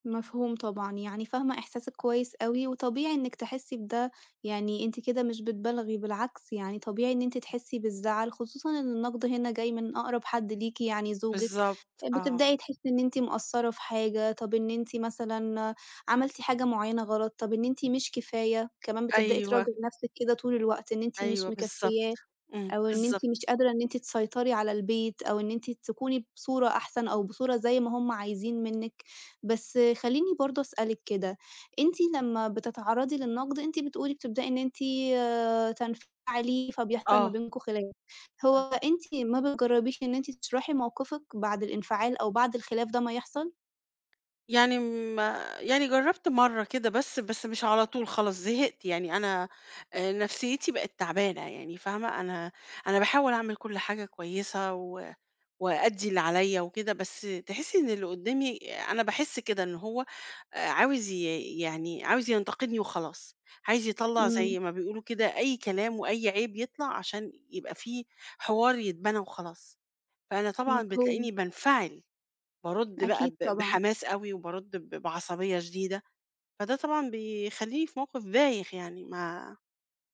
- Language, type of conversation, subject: Arabic, advice, إزاي أبقى أقل حساسية للنقد وأرد بهدوء؟
- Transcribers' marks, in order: tapping